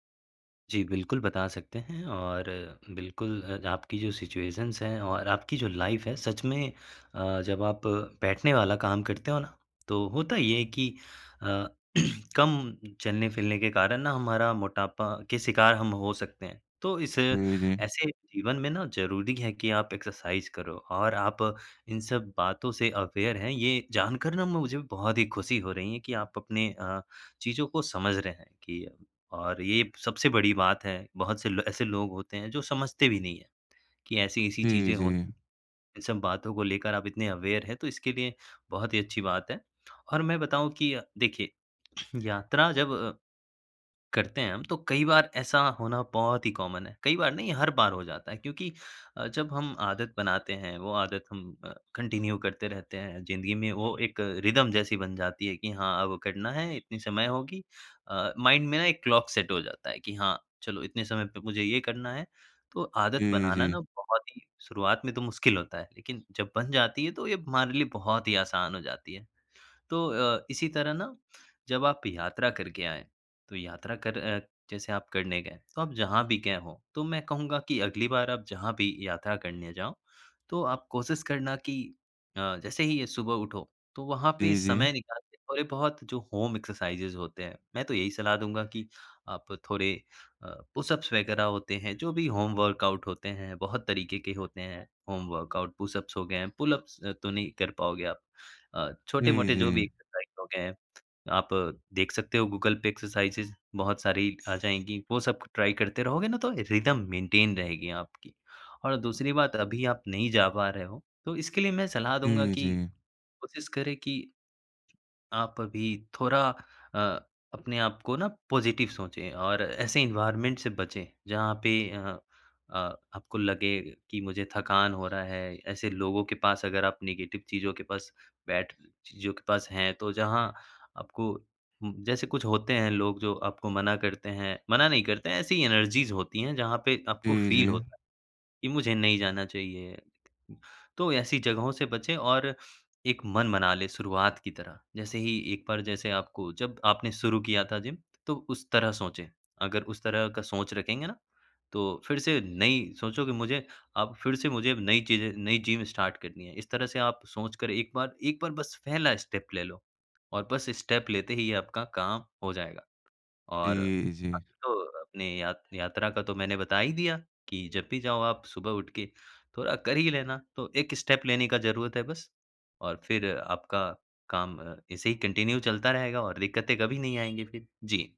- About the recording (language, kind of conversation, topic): Hindi, advice, यात्रा के बाद व्यायाम की दिनचर्या दोबारा कैसे शुरू करूँ?
- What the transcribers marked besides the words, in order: tapping; in English: "सिचुएशंस"; in English: "लाइफ"; throat clearing; in English: "एक्सरसाइज़"; in English: "अवेयर"; in English: "अवेयर"; in English: "कॉमन"; in English: "कंटिन्यू"; other background noise; in English: "रिदम"; in English: "माइंड"; in English: "क्लॉक सेट"; in English: "होम एक्सरसाइज़ेज़"; in English: "होम वर्कआउट"; in English: "होम वर्कआउट"; in English: "एक्सरसाइज़"; in English: "एक्सरसाइज़ेज़"; in English: "ट्राई"; in English: "रिदम मेंटेन"; in English: "पॉजिटिव"; in English: "एनवायरनमेंट"; in English: "नेगेटिव"; in English: "एनर्जीज़"; in English: "फ़ील"; in English: "स्टार्ट"; in English: "स्टेप"; in English: "स्टेप"; in English: "स्टेप"; in English: "कंटिन्यू"; horn